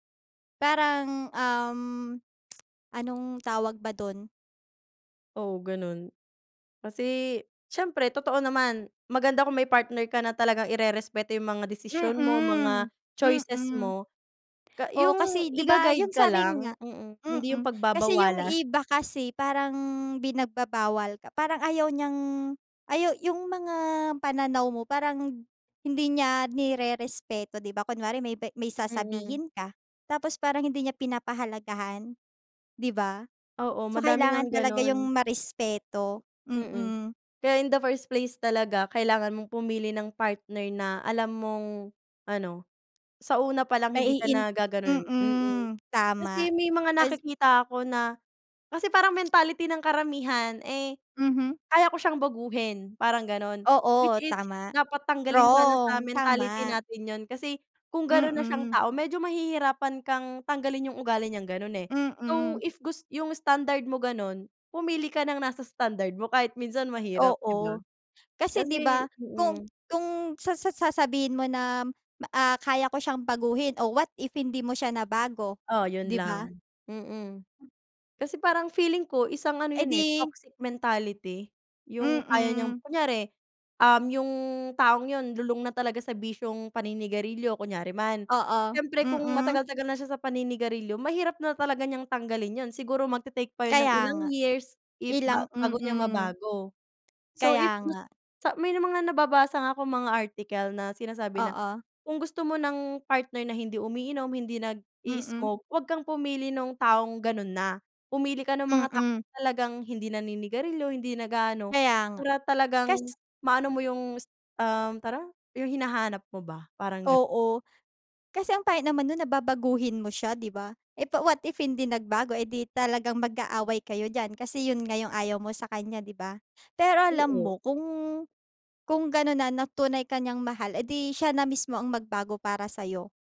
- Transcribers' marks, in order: tapping; "pinagbabawal" said as "binagbabawal"; other background noise
- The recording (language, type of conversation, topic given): Filipino, unstructured, Paano mo malalaman kung handa ka na sa isang relasyon, at ano ang pinakamahalagang katangian na hinahanap mo sa isang kapareha?